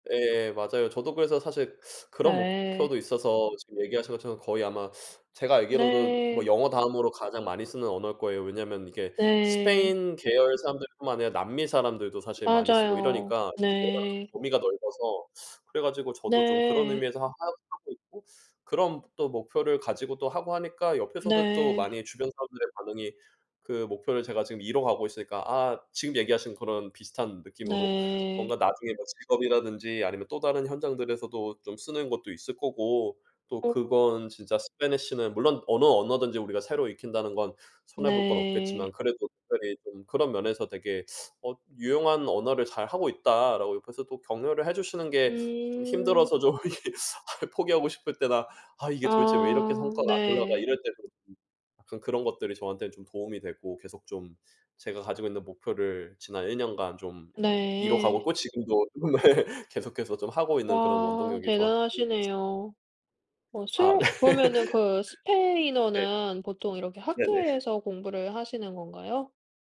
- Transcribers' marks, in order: other background noise; put-on voice: "spanish는"; laughing while speaking: "이렇게 아휴 포기하고 싶을 때나"; laughing while speaking: "네"; laughing while speaking: "네"; laughing while speaking: "네네"
- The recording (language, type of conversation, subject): Korean, unstructured, 목표를 달성했을 때 가장 기뻤던 순간은 언제였나요?